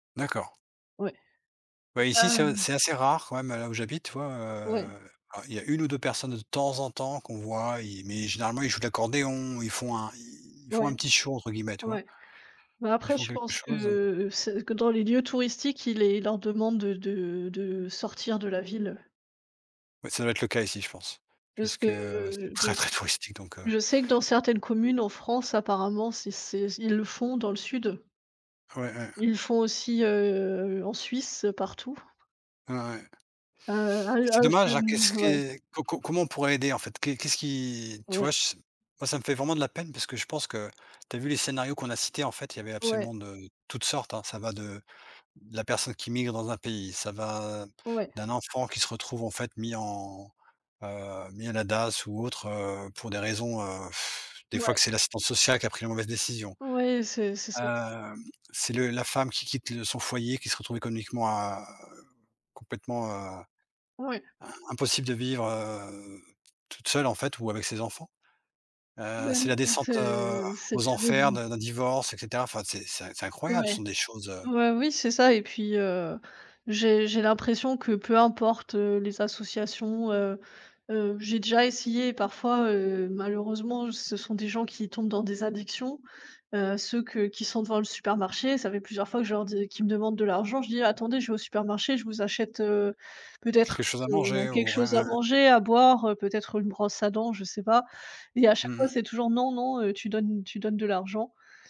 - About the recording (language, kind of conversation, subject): French, unstructured, Quel est ton avis sur la manière dont les sans-abri sont traités ?
- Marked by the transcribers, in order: unintelligible speech; blowing; unintelligible speech